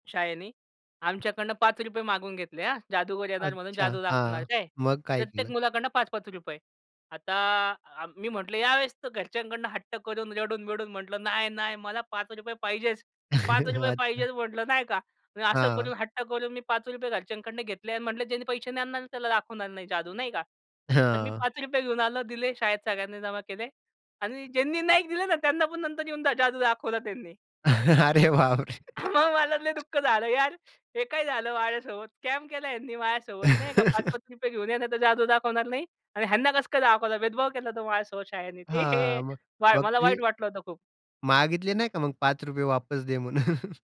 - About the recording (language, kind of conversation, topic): Marathi, podcast, तुमच्या शालेय आठवणींबद्दल काही सांगाल का?
- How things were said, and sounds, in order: tapping; chuckle; anticipating: "ज्यांनी नाही दिलं ना त्यांना पण नंतर येऊन द जादू दाखवला त्यांनी"; chuckle; laughing while speaking: "अरे बापरे!"; other noise; chuckle; in English: "स्कॅम"; chuckle; laughing while speaking: "दे म्हणून"; chuckle